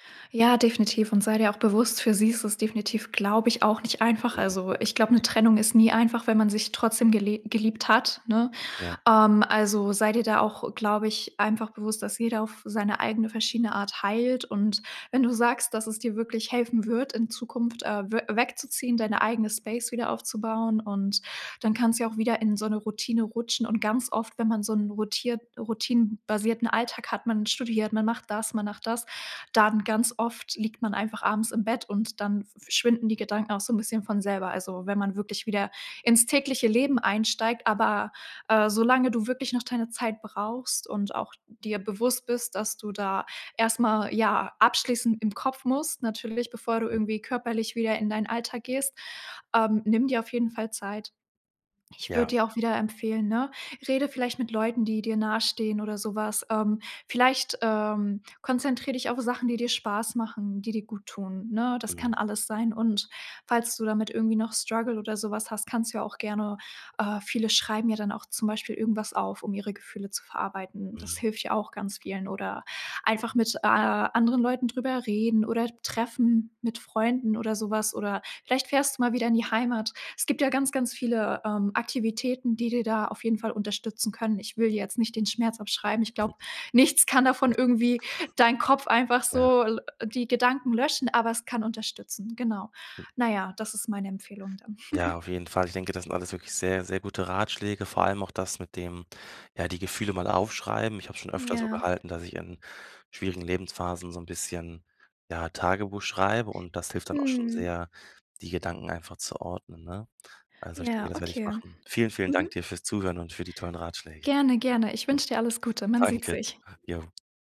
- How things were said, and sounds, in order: in English: "Space"; in English: "Struggle"; chuckle; chuckle; chuckle; chuckle; laughing while speaking: "Danke"
- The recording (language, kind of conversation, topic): German, advice, Wie gehst du mit der Unsicherheit nach einer Trennung um?